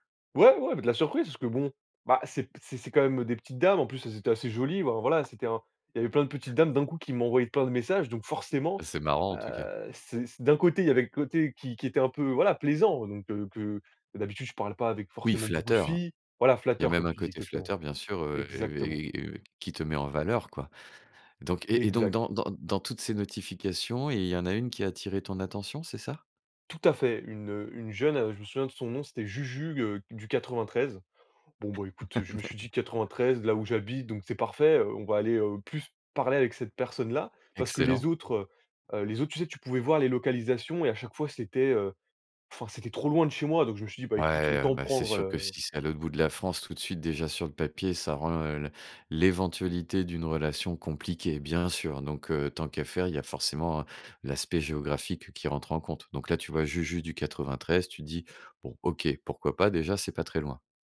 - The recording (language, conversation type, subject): French, podcast, Quelle rencontre a changé ta façon de voir la vie ?
- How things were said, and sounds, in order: tapping; stressed: "forcément"; stressed: "Exactement"; chuckle; laughing while speaking: "D'acc"